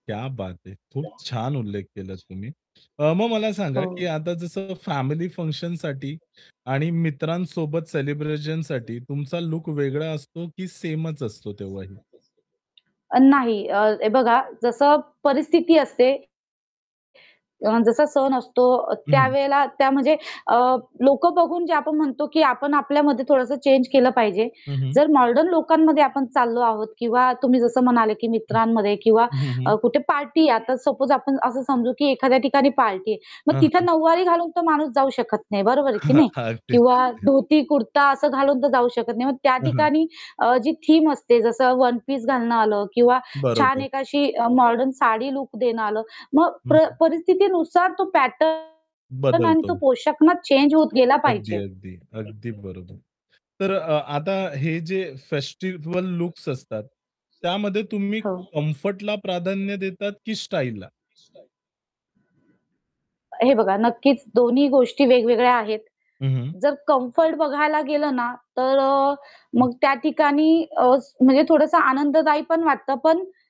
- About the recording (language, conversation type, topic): Marathi, podcast, सणांच्या काळात तुमचा लूक कसा बदलतो?
- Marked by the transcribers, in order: static; in Hindi: "क्या बात है!"; other background noise; distorted speech; background speech; in English: "सपोज"; laughing while speaking: "हां, हां. अगदीच, अगदीच"; in English: "पॅटर्न"